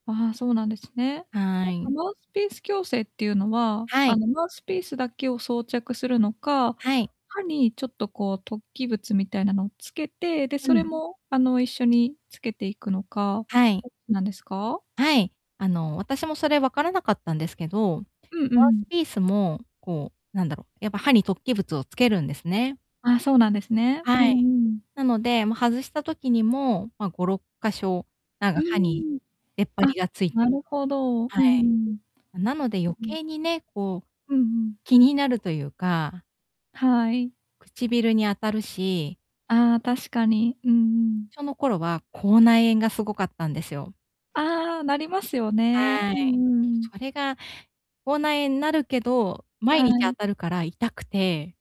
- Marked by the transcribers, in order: static; tapping; distorted speech
- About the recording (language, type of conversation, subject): Japanese, advice, 変化による不安やストレスには、どのように対処すればよいですか？